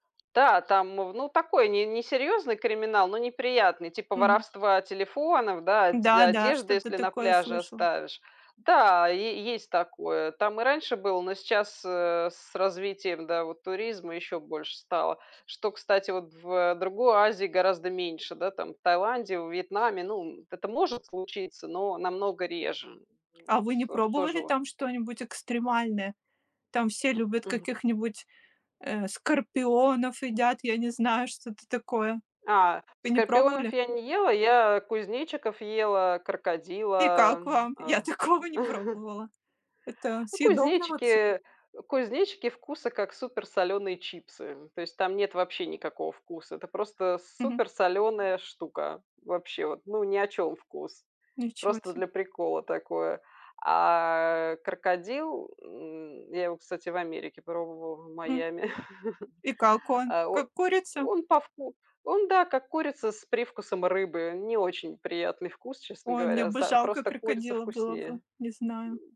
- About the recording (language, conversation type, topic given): Russian, unstructured, Какие моменты в путешествиях делают тебя счастливым?
- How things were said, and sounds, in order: tapping; laughing while speaking: "Я такого"; chuckle; laugh